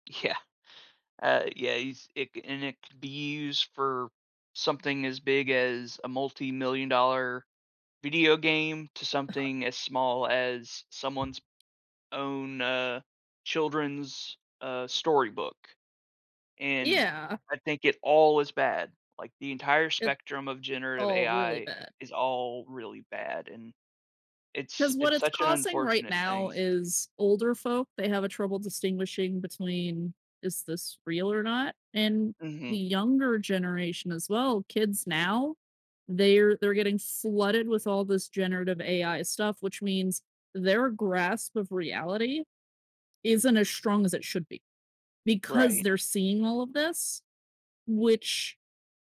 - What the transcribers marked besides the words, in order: laughing while speaking: "Yeah"; chuckle; other background noise; "flooded" said as "slooded"
- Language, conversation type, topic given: English, unstructured, How can I cope with rapid technological changes in entertainment?
- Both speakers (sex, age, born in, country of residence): female, 20-24, United States, United States; male, 35-39, United States, United States